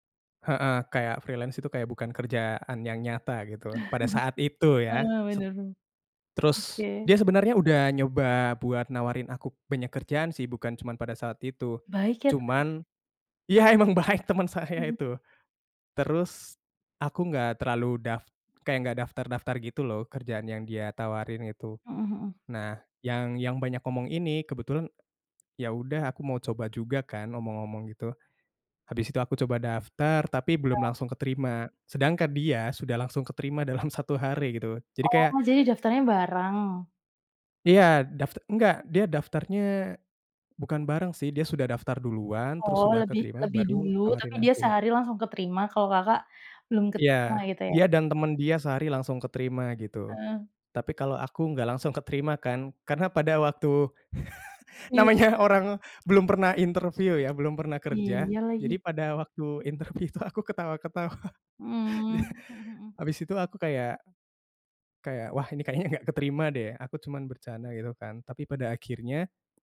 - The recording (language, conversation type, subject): Indonesian, podcast, Bagaimana kamu belajar dari kegagalan tanpa putus asa?
- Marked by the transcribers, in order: in English: "freelance"; chuckle; laughing while speaking: "iya, emang baik temen saya itu"; tapping; laughing while speaking: "dalam satu hari"; laugh; laughing while speaking: "namanya"; laughing while speaking: "interview itu aku ketawa-ketawa"; laughing while speaking: "kayaknya gak"